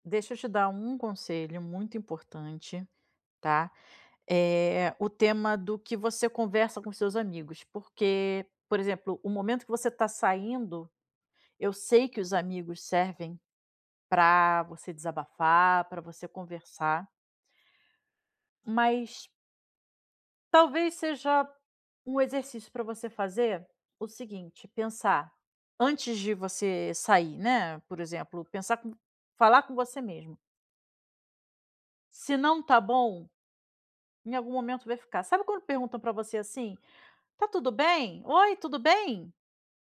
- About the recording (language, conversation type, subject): Portuguese, advice, Como lidar com a sobrecarga e o esgotamento ao cuidar de um parente idoso?
- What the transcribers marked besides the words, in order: none